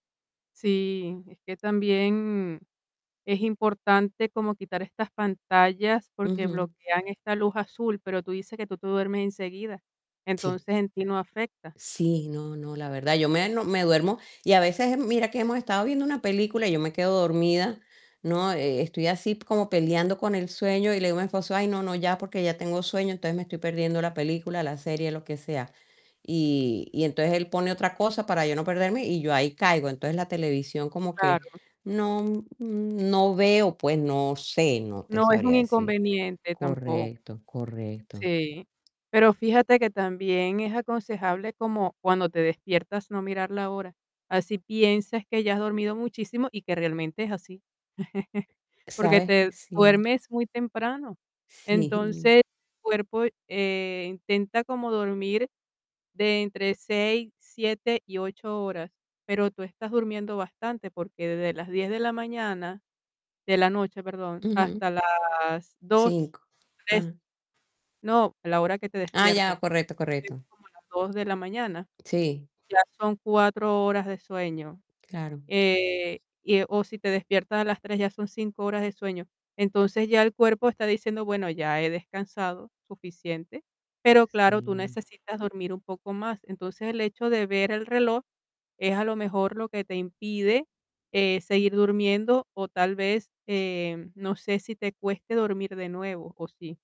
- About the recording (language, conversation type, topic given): Spanish, advice, ¿Cómo puedo mejorar la duración y la calidad de mi sueño?
- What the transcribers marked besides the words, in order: static; distorted speech; tapping; laugh; chuckle